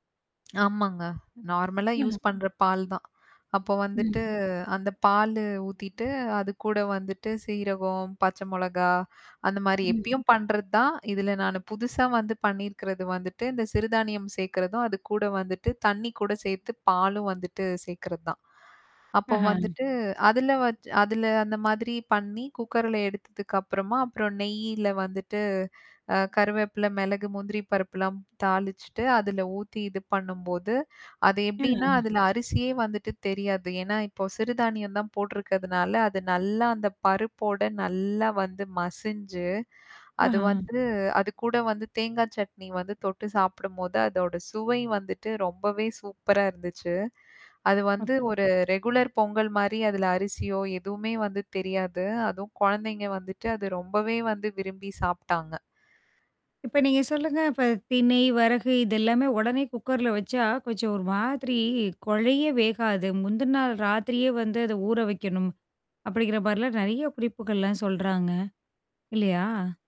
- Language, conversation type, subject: Tamil, podcast, ஒரு சாதாரண உணவின் சுவையை எப்படிச் சிறப்பாக உயர்த்தலாம்?
- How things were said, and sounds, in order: swallow; tapping; in English: "நார்மலா யூஸ்"; distorted speech; static; "மிளகாய்" said as "மொளகா"; other background noise; in English: "ரெகுலர்"; mechanical hum